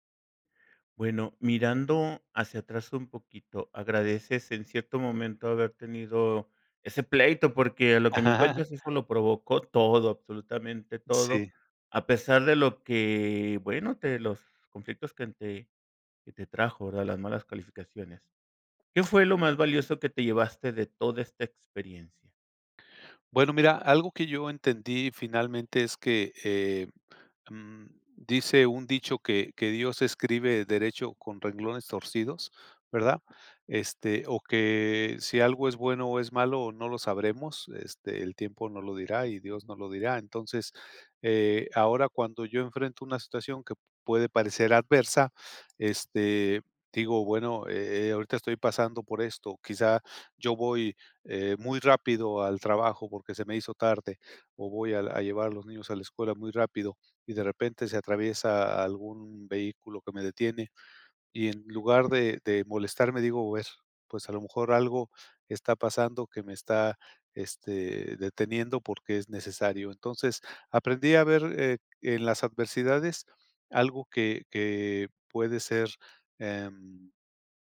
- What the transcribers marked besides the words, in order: chuckle; other noise
- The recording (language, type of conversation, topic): Spanish, podcast, ¿Alguna vez un error te llevó a algo mejor?